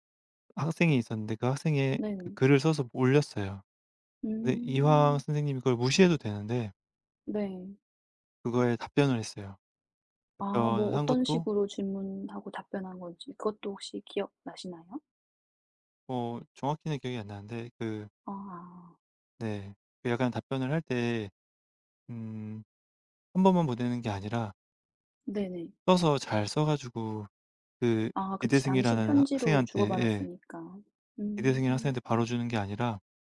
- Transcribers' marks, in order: tapping
- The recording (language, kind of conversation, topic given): Korean, unstructured, 역사적인 장소를 방문해 본 적이 있나요? 그중에서 무엇이 가장 기억에 남았나요?
- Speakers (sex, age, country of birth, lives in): female, 35-39, South Korea, South Korea; male, 35-39, South Korea, France